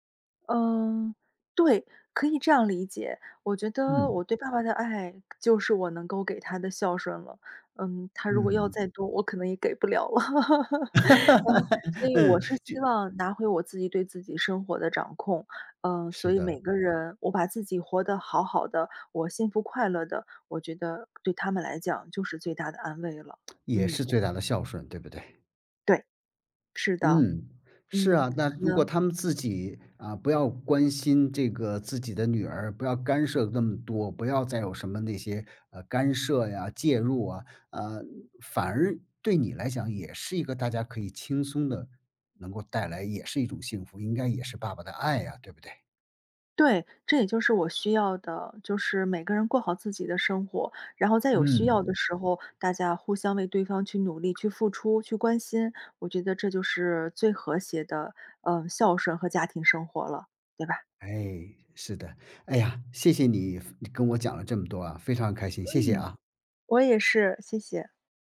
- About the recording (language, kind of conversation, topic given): Chinese, podcast, 你怎么看待人们对“孝顺”的期待？
- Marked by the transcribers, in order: tapping; other background noise; laughing while speaking: "了"; laugh; giggle